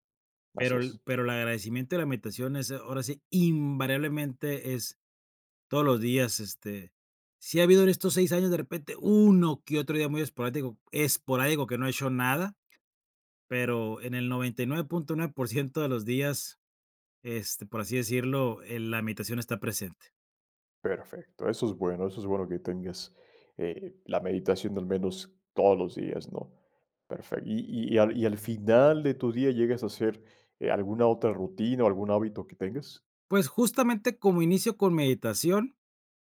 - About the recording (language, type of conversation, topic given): Spanish, podcast, ¿Qué hábito te ayuda a crecer cada día?
- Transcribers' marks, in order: "esporádico-" said as "esporático"